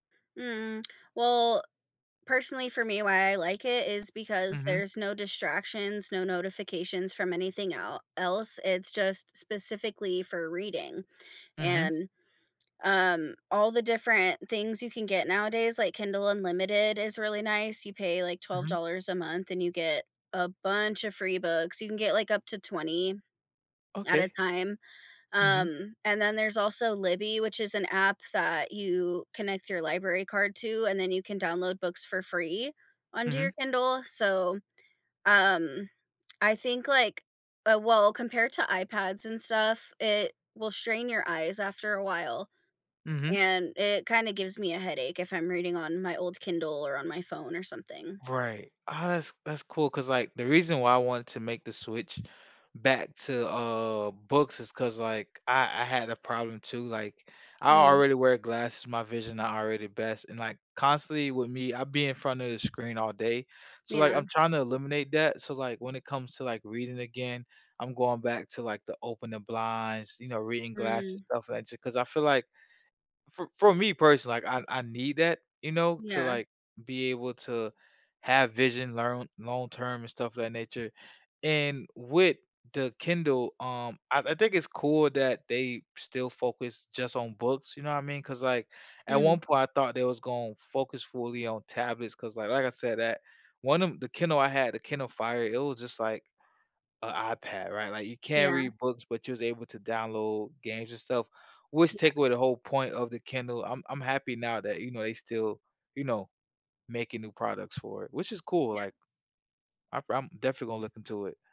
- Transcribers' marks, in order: none
- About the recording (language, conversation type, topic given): English, unstructured, What would change if you switched places with your favorite book character?